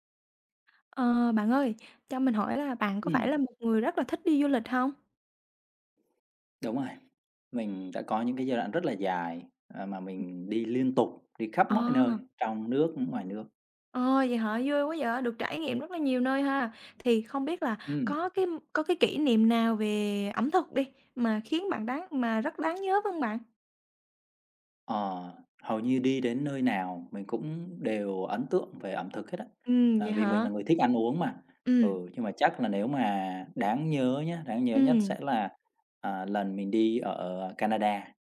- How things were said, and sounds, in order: tapping; other background noise; unintelligible speech
- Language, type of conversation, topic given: Vietnamese, podcast, Bạn có thể kể về một kỷ niệm ẩm thực đáng nhớ của bạn không?